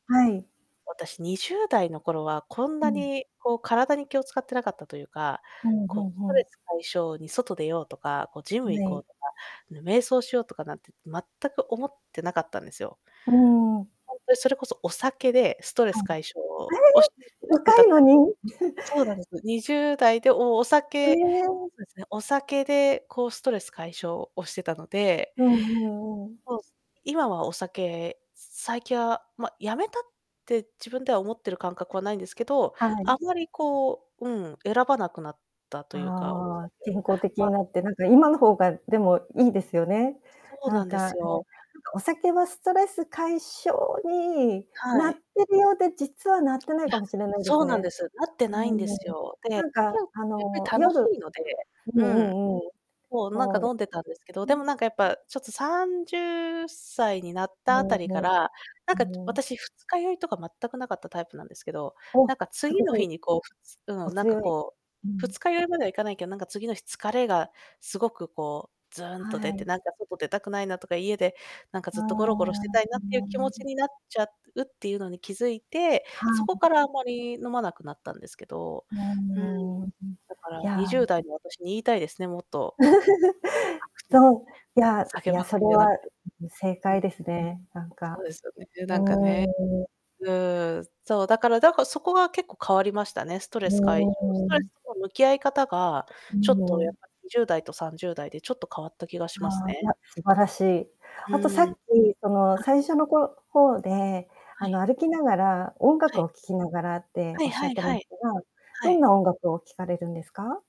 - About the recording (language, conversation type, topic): Japanese, podcast, ストレスを感じたとき、どのように解消していますか？
- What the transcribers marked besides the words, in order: static; distorted speech; unintelligible speech; unintelligible speech; laugh; "最近" said as "さいき"; unintelligible speech; unintelligible speech; chuckle; unintelligible speech